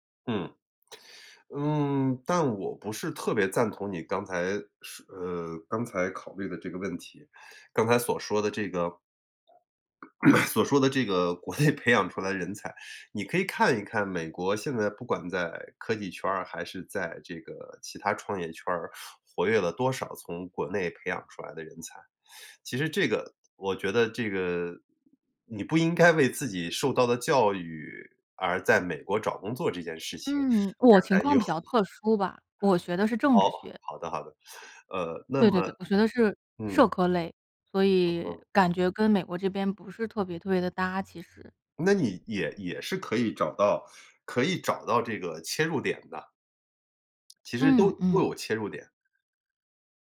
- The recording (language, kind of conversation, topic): Chinese, advice, 夜里失眠时，我总会忍不住担心未来，怎么才能让自己平静下来不再胡思乱想？
- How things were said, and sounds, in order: tapping; throat clearing; laughing while speaking: "国内"; laughing while speaking: "忧"; laugh